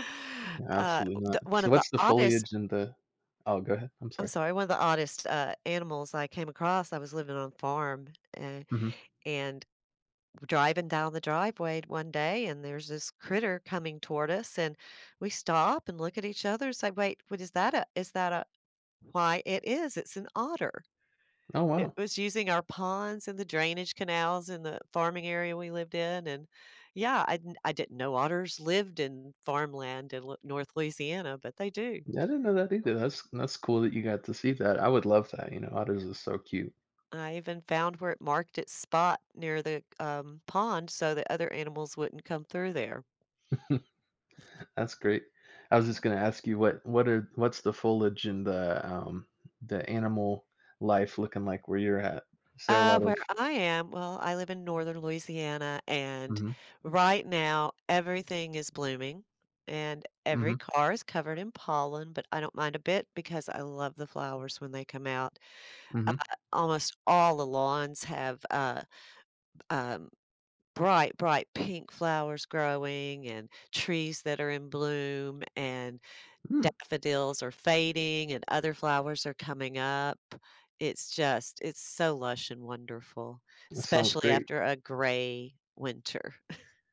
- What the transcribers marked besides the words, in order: chuckle; chuckle; other background noise; tapping; other noise; chuckle
- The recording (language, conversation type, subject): English, unstructured, How do you decide whether to drive or fly when planning a trip?
- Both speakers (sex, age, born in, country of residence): female, 60-64, United States, United States; male, 20-24, United States, United States